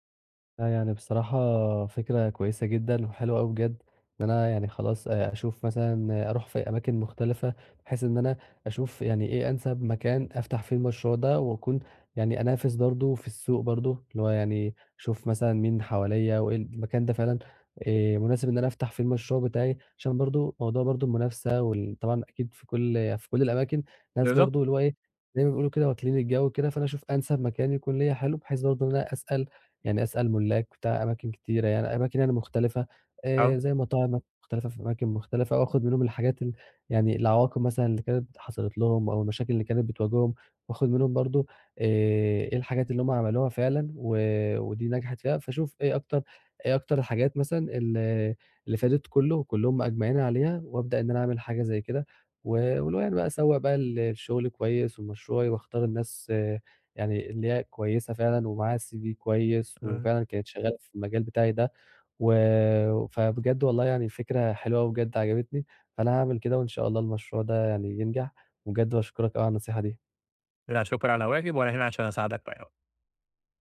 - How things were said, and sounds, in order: tapping; in English: "CV"
- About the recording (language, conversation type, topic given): Arabic, advice, إزاي أتعامل مع القلق لما أبقى خايف من مستقبل مش واضح؟